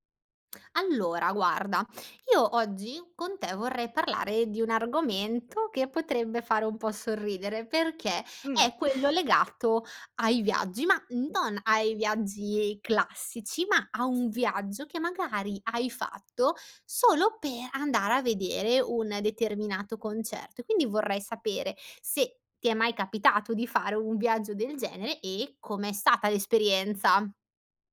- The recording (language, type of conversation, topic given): Italian, podcast, Hai mai fatto un viaggio solo per un concerto?
- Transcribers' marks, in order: tapping; chuckle